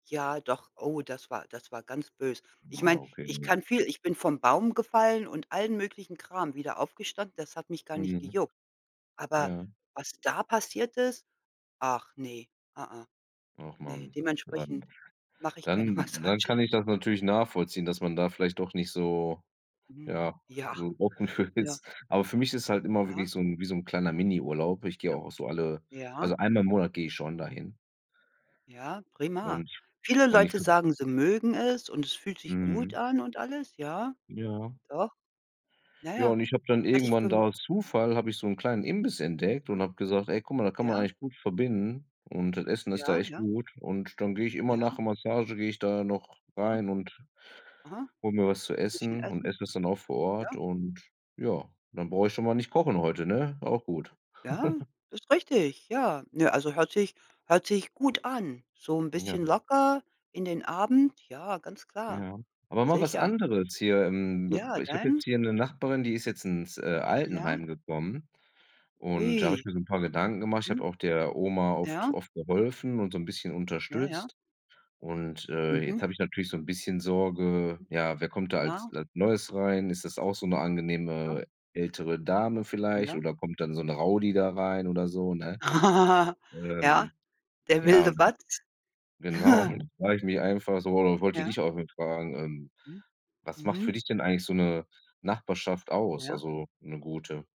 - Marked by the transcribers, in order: unintelligible speech; laughing while speaking: "Massagen"; laughing while speaking: "für ist"; other noise; chuckle; laugh; unintelligible speech; laughing while speaking: "genau"; chuckle
- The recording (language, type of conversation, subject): German, unstructured, Was macht für dich eine gute Nachbarschaft aus?